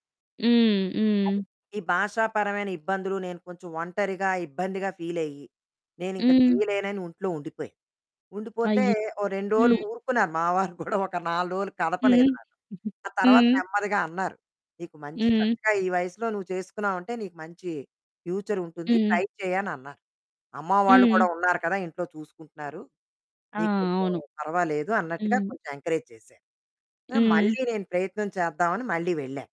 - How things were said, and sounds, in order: "ఇంట్లో" said as "ఉంట్లో"; laughing while speaking: "వారు కూడా"; giggle; in English: "ఫ్యూచర్"; in English: "ట్రై"; distorted speech; in English: "ఎంకరేజ్"
- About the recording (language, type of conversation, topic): Telugu, podcast, విఫలమైన తర్వాత మళ్లీ ప్రయత్నించడానికి మీకు ఏం ప్రేరణ కలిగింది?